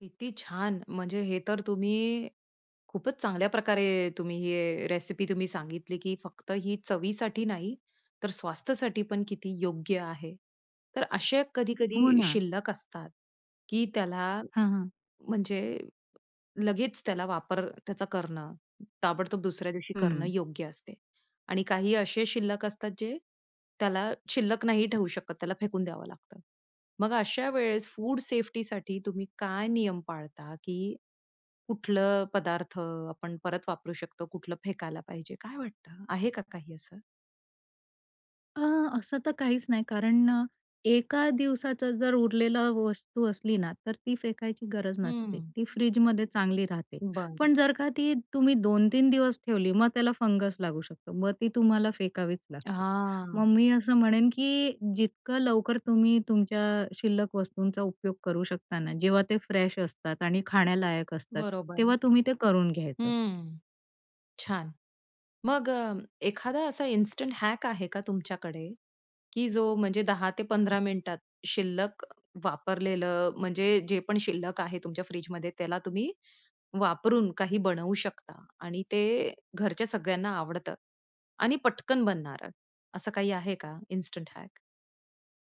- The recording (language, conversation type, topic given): Marathi, podcast, फ्रिजमध्ये उरलेले अन्नपदार्थ तुम्ही सर्जनशीलपणे कसे वापरता?
- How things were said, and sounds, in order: in English: "फूड सेफ्टीसाठी"; other background noise; in English: "फंगस"; in English: "फ्रेश"; in English: "इन्स्टंट हॅक"; in English: "इन्स्टंट हॅक?"